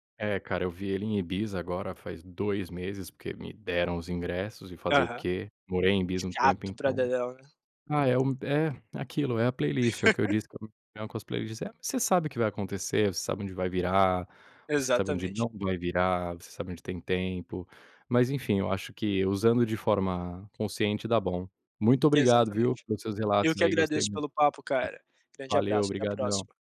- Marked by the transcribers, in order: laugh; tapping
- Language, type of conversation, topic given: Portuguese, podcast, Como as playlists mudaram seu jeito de ouvir música?